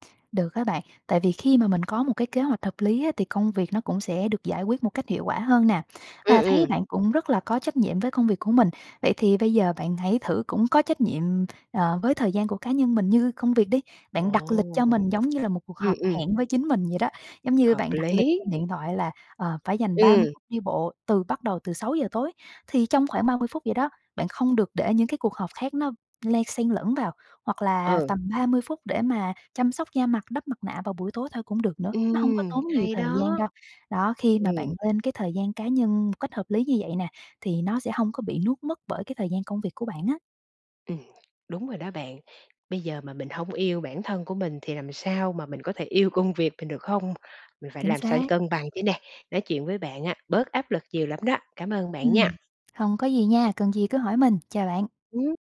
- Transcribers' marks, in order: other background noise; tapping
- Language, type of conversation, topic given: Vietnamese, advice, Làm sao để cân bằng thời gian giữa công việc và cuộc sống cá nhân?